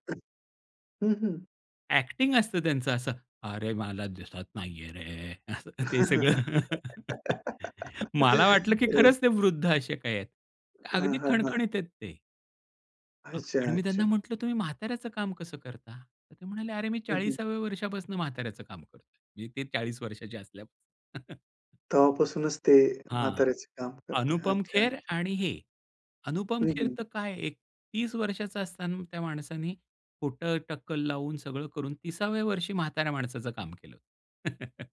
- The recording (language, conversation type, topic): Marathi, podcast, आवडत्या कलाकाराला प्रत्यक्ष पाहिल्यावर तुम्हाला कसं वाटलं?
- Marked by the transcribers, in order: other background noise; in English: "ॲक्टिंग"; tapping; put-on voice: "अरे मला दिसत नाहीये रे"; laugh; chuckle; chuckle